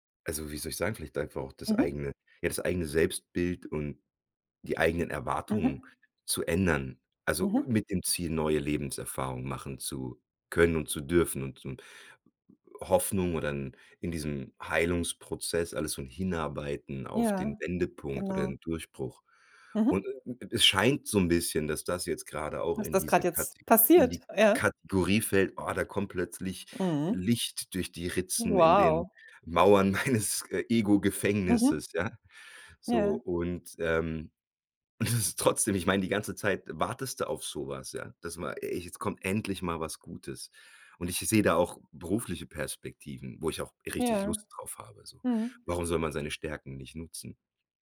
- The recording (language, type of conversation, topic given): German, advice, Wie kann ich mit schwierigem Feedback im Mitarbeitergespräch umgehen, das mich verunsichert?
- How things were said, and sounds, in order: laughing while speaking: "meines"; laughing while speaking: "ja?"; laughing while speaking: "und das ist"